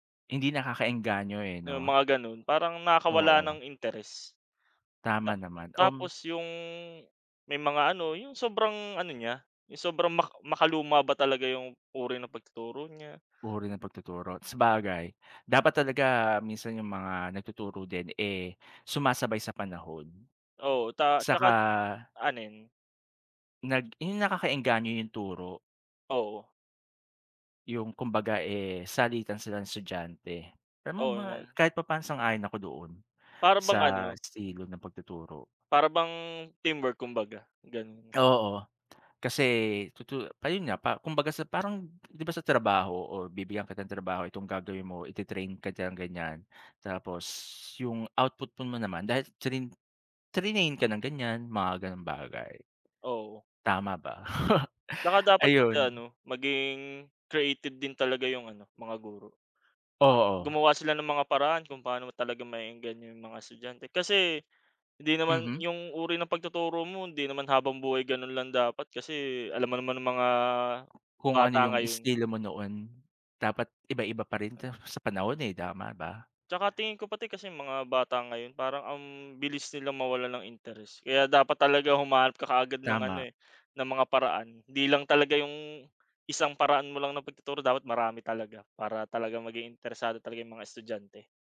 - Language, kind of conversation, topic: Filipino, unstructured, Bakit kaya maraming kabataan ang nawawalan ng interes sa pag-aaral?
- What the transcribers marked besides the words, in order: other background noise; drawn out: "yung"; tapping; unintelligible speech; chuckle; drawn out: "maging"